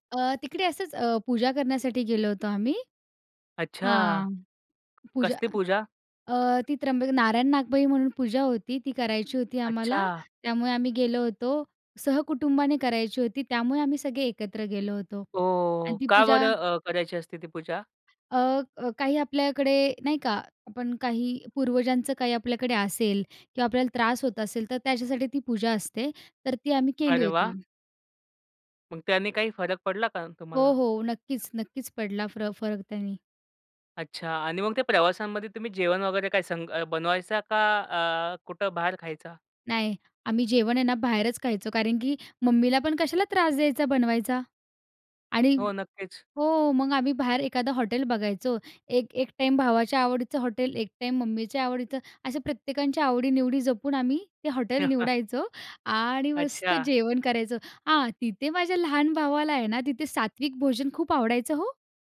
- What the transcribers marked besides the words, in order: tapping; drawn out: "ओह!"; other background noise; chuckle; anticipating: "खूप आवडायचं हो"
- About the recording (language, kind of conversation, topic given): Marathi, podcast, एकत्र प्रवास करतानाच्या आठवणी तुमच्यासाठी का खास असतात?